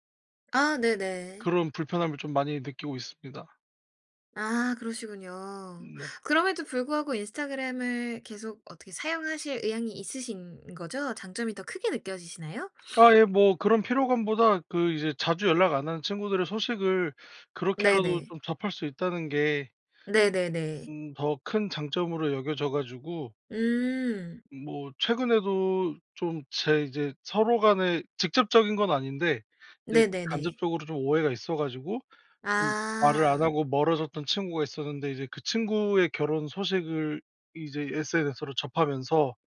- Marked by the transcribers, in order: other background noise; tapping; sniff
- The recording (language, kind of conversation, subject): Korean, podcast, SNS가 일상에 어떤 영향을 준다고 보세요?